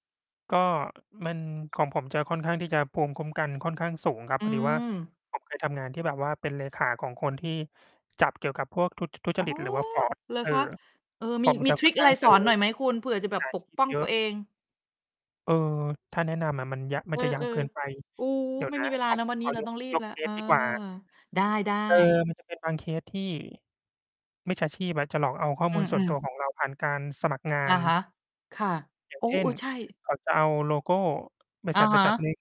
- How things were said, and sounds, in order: distorted speech; in English: "fraud"; mechanical hum; tapping
- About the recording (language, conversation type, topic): Thai, unstructured, คุณคิดว่าเทคโนโลยีสามารถช่วยสร้างแรงบันดาลใจในชีวิตได้ไหม?